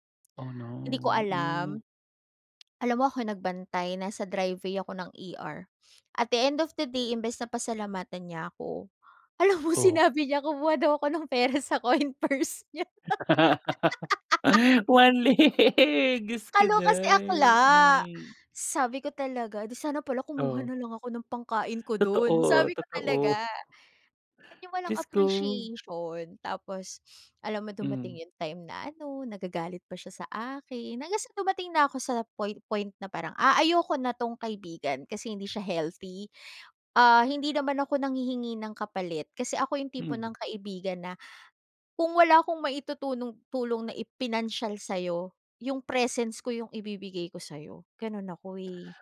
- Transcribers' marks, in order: tapping; in English: "At the end of the day"; laughing while speaking: "alam mo sinabi niya kumuha … coin purse nya"; laugh; laughing while speaking: "Waley. Diyos ko 'day"; laugh; drawn out: "akla"
- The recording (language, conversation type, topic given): Filipino, podcast, Ano ang malinaw na palatandaan ng isang tunay na kaibigan?